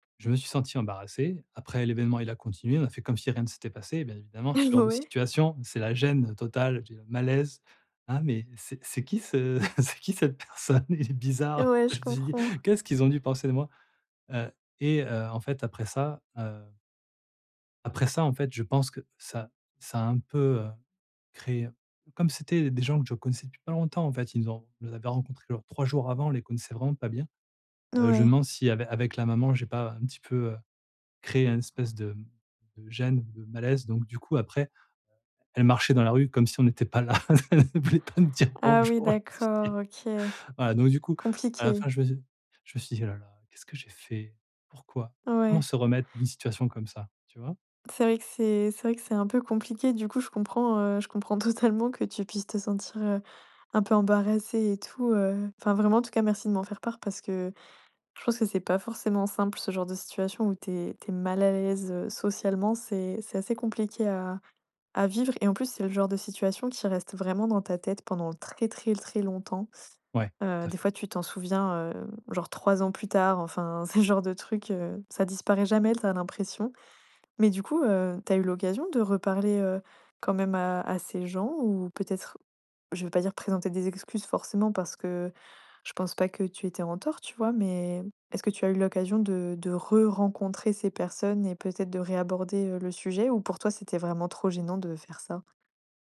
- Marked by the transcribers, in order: chuckle; laughing while speaking: "c'est qui cette personne, il … penser de moi ?"; laughing while speaking: "Elle voulait pas nous dire bonjour , je me suis dit"; chuckle; stressed: "mal à l'aise"; chuckle
- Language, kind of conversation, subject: French, advice, Se remettre d'une gaffe sociale